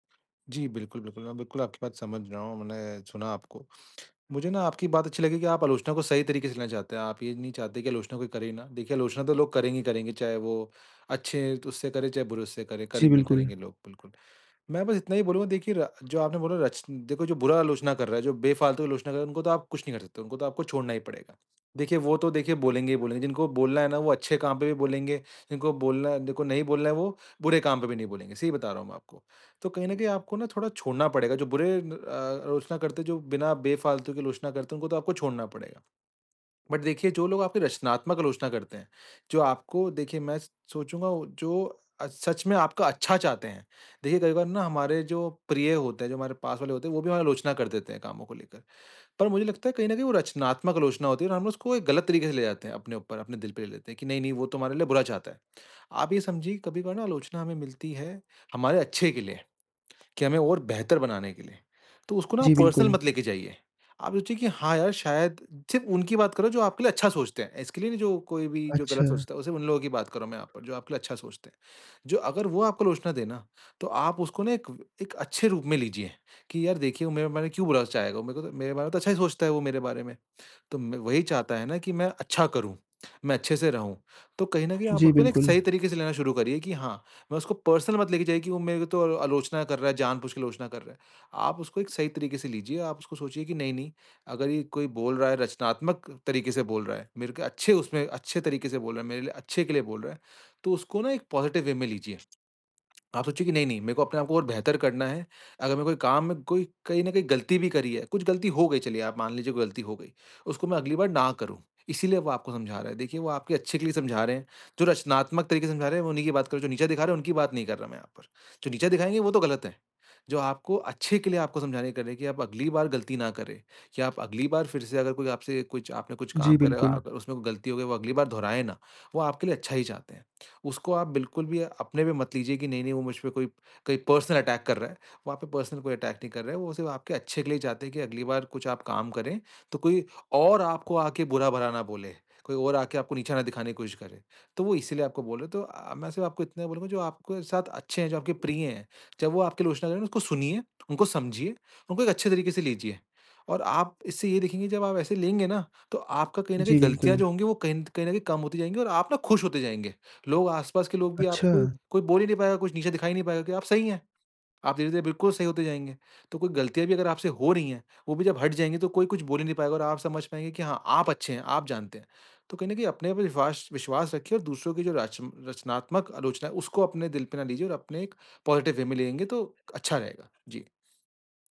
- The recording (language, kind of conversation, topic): Hindi, advice, मैं रचनात्मक आलोचना को व्यक्तिगत रूप से कैसे न लूँ?
- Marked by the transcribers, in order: in English: "बट"; in English: "पर्सनल"; in English: "पर्सनल"; in English: "पॉजिटिव"; in English: "पर्सनल अटैक"; in English: "पर्सनल"; in English: "अटैक"; in English: "पॉजिटिव वे"